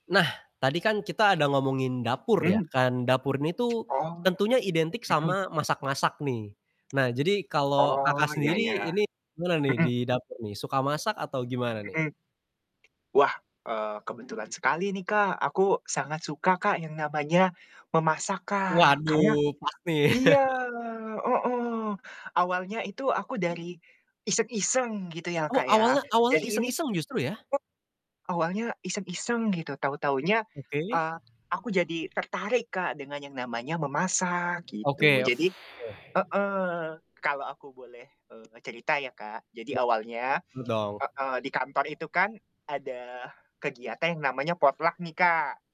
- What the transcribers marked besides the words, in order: distorted speech; tsk; other background noise; chuckle; static; unintelligible speech; in English: "potluck"
- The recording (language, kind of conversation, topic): Indonesian, podcast, Mengapa kamu suka memasak atau bereksperimen di dapur?